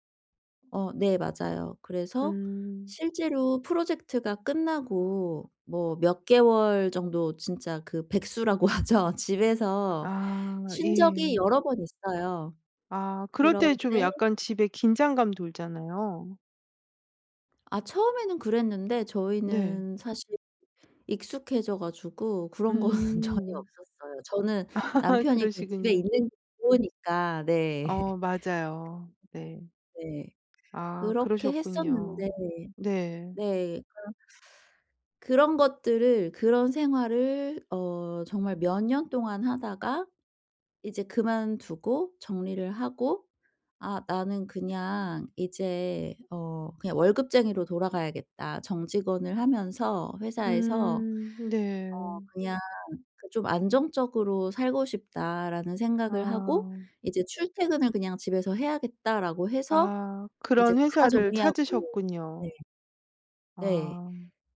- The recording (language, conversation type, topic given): Korean, advice, 파트너의 불안과 걱정을 어떻게 하면 편안하게 덜어 줄 수 있을까요?
- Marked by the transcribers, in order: other background noise; laughing while speaking: "하죠"; background speech; laughing while speaking: "거는"; laugh; tapping; laugh